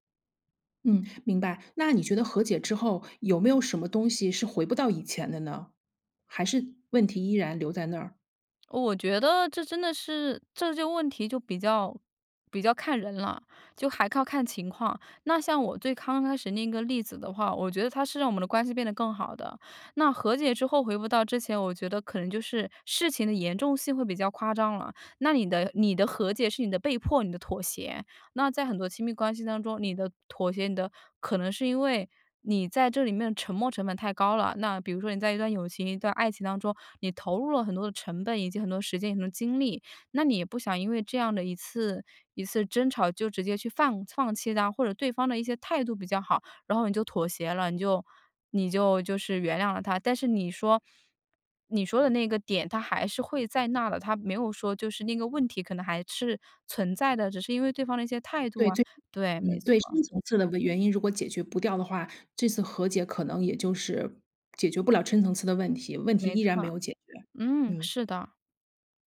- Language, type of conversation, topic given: Chinese, podcast, 有没有一次和解让关系变得更好的例子？
- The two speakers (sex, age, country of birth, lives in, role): female, 25-29, United States, United States, guest; female, 40-44, China, France, host
- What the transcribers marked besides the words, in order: "刚" said as "康"; other background noise; "深" said as "抻"